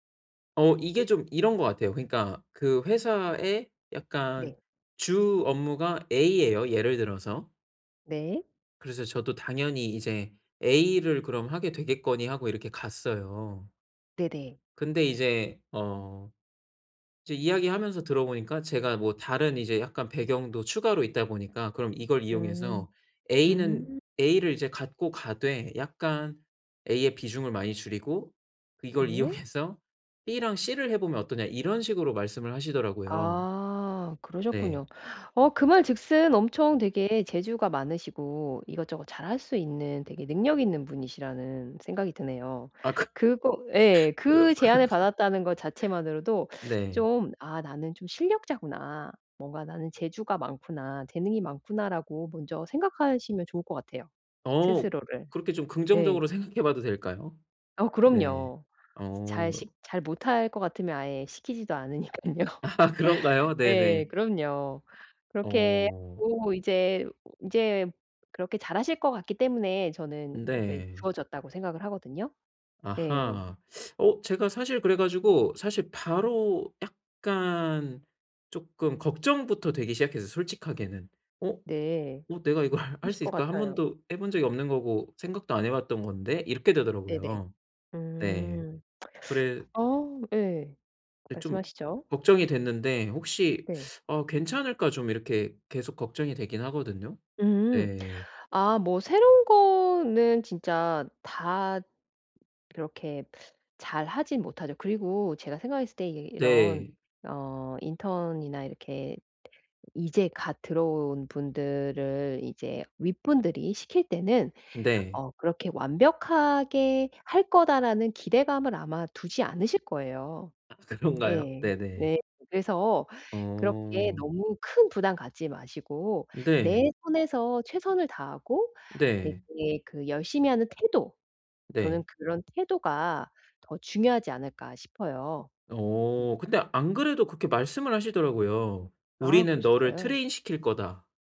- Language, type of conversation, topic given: Korean, advice, 새로운 활동을 시작하는 것이 두려울 때 어떻게 하면 좋을까요?
- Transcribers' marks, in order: tapping; laughing while speaking: "이용해서"; other background noise; laughing while speaking: "그"; laughing while speaking: "그런데"; laughing while speaking: "생각해"; laughing while speaking: "않으니깐요"; laughing while speaking: "아"; laughing while speaking: "이걸"; laughing while speaking: "그런가요?"